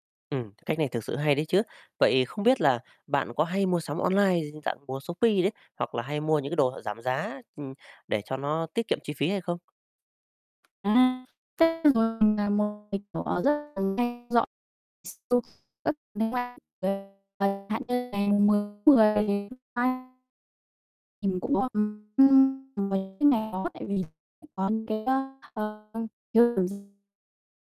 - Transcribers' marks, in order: other background noise; tapping; distorted speech; unintelligible speech; unintelligible speech; unintelligible speech
- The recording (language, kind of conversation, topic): Vietnamese, podcast, Bạn mua sắm như thế nào khi ngân sách hạn chế?